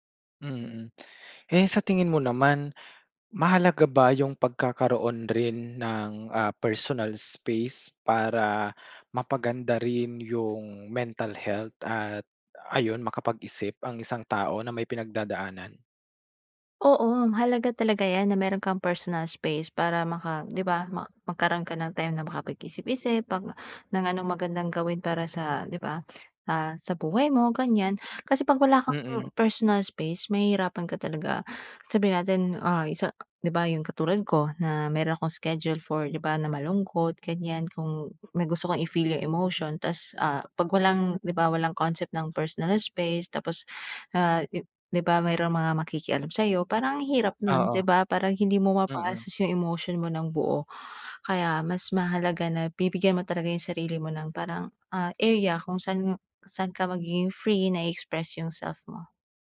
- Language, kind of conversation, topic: Filipino, podcast, Paano mo pinapangalagaan ang iyong kalusugang pangkaisipan kapag nasa bahay ka lang?
- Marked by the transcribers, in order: in English: "personal space"; in English: "mental health"; in English: "personal space"; in English: "personal space"; in English: "schedule for"; in English: "personal space"